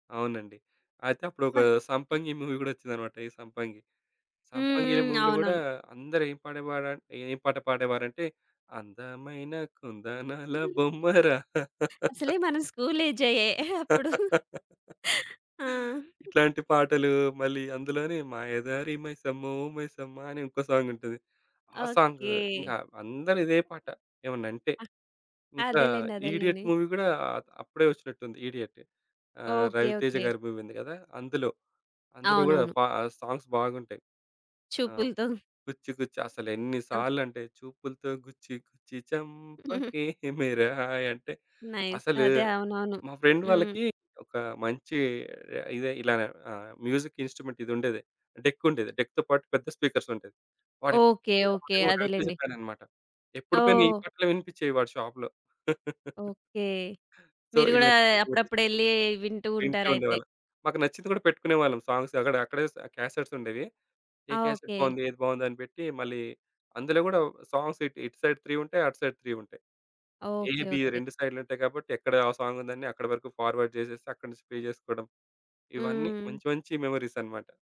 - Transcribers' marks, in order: in English: "మూవీ"; in English: "మూవీలో"; singing: "అందమైన కుందనాల బొమ్మరా"; giggle; laugh; singing: "మాయదారి మైసమ్మో మైసమ్మ"; giggle; in English: "మూవీ"; in English: "మూవీ"; tapping; in English: "సాంగ్స్"; singing: "చూపులతో గుచ్చి గుచ్చి చంపకే మేరా హాయ్"; giggle; in Hindi: "మేరా హాయ్"; giggle; in English: "ఫ్రెండ్"; in English: "నైస్"; in English: "మ్యూజిక్ ఇన్స్ట్రుమెంట్"; in English: "డెక్‌తో"; in English: "స్పీకర్స్"; in English: "షాప్‌లో. సో"; laugh; unintelligible speech; in English: "సాంగ్స్"; in English: "క్యాసెట్స్"; in English: "క్యాసెట్"; in English: "సాంగ్స్"; in English: "సైడ్ త్రీ"; in English: "సైడ్ త్రీ"; in English: "ఏ బి"; in English: "సాంగ్"; in English: "ఫార్వర్డ్"; in English: "ప్లే"
- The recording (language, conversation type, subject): Telugu, podcast, చిన్నతనం గుర్తొచ్చే పాట పేరు ఏదైనా చెప్పగలరా?
- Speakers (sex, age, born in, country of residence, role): female, 30-34, India, India, host; male, 35-39, India, India, guest